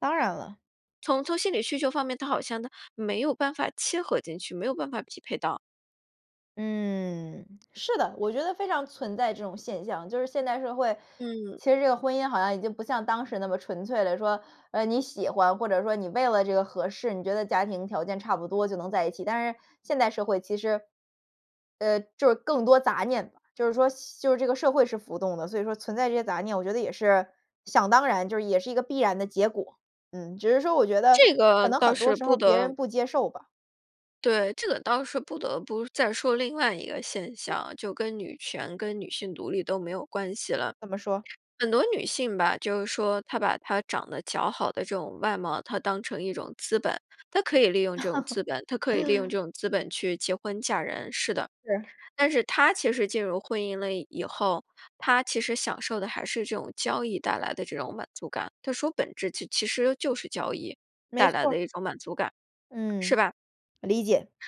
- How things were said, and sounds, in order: drawn out: "嗯"; other background noise; "姣好" said as "较好"; laugh
- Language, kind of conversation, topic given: Chinese, podcast, 你觉得如何区分家庭支持和过度干预？